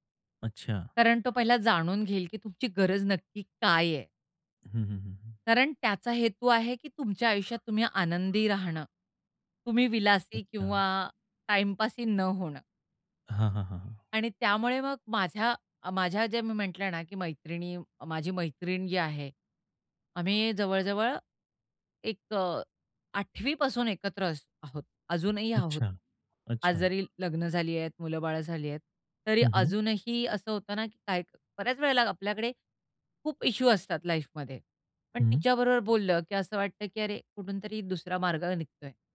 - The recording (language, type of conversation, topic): Marathi, podcast, कुटुंब आणि मित्र यांमधला आधार कसा वेगळा आहे?
- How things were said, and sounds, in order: other background noise; tapping